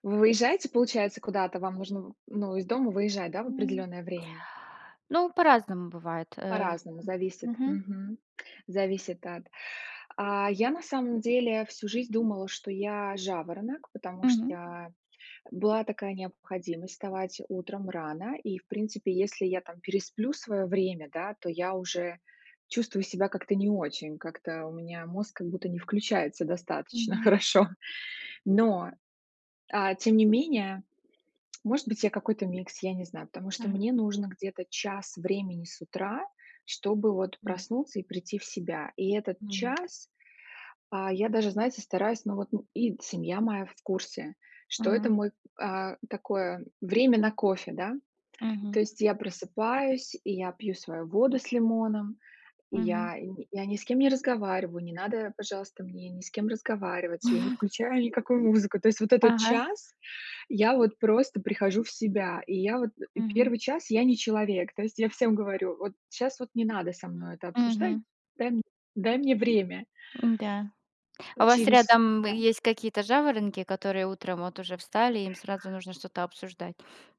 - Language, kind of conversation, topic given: Russian, unstructured, Как ты любишь начинать своё утро?
- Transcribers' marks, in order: tapping; laughing while speaking: "хорошо"; chuckle